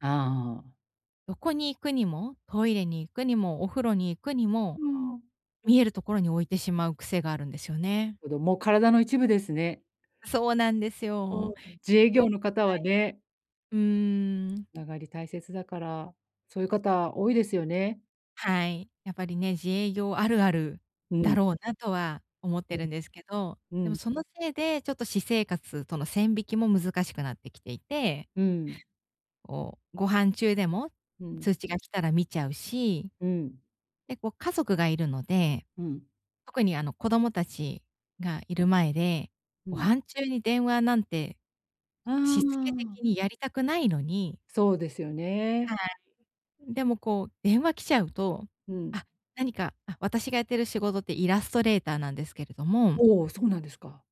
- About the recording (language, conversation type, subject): Japanese, advice, 就寝前に何をすると、朝すっきり起きられますか？
- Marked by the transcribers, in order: other background noise